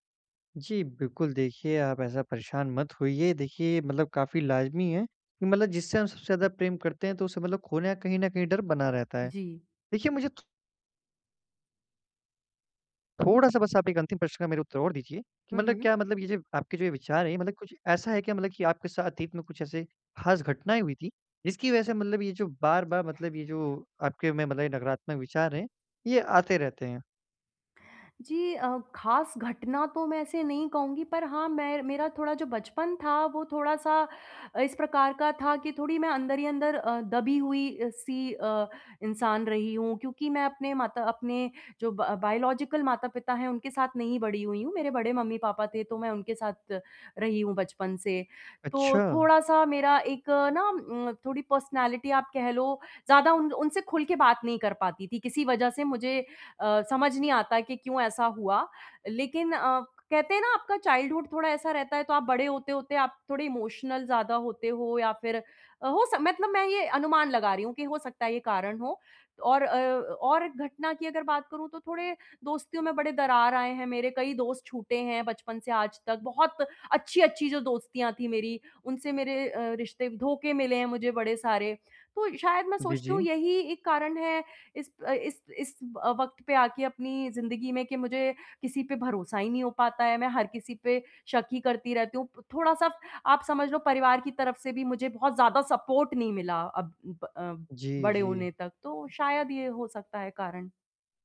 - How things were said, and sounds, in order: in English: "ब बायोलॉजिकल"; in English: "पर्सनैलिटी"; in English: "चाइल्डहुड"; in English: "इमोशनल"; in English: "सपोर्ट"
- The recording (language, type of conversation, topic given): Hindi, advice, नकारात्मक विचारों को कैसे बदलकर सकारात्मक तरीके से दोबारा देख सकता/सकती हूँ?
- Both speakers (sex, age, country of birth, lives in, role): female, 30-34, India, India, user; male, 18-19, India, India, advisor